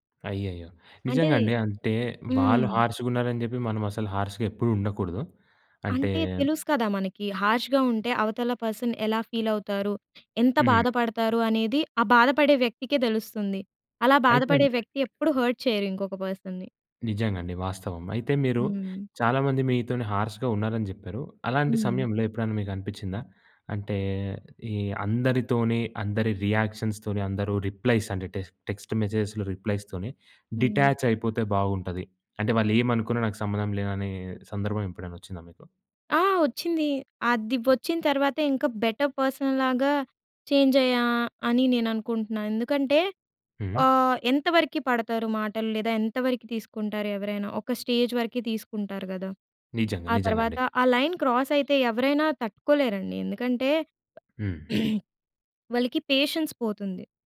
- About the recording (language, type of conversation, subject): Telugu, podcast, ఆన్‌లైన్ సందేశాల్లో గౌరవంగా, స్పష్టంగా మరియు ధైర్యంగా ఎలా మాట్లాడాలి?
- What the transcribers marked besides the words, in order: in English: "హర్ష్‌గా"; in English: "హర్ష్‌గా"; in English: "పర్సన్"; in English: "హర్ట్"; tapping; in English: "పర్సన్‌ని"; in English: "హార్ష్‌గా"; in English: "రియాక్షన్స్"; in English: "రిప్లైస్"; in English: "టెక్ టెక్స్ట్ మెసేజెస్‍లో రిప్లైస్‌తోనే"; in English: "బెటర్ పర్సన్"; in English: "చేంజ్"; in English: "స్టేజ్"; in English: "లైన్ క్రాస్"; throat clearing; in English: "పేషెన్స్"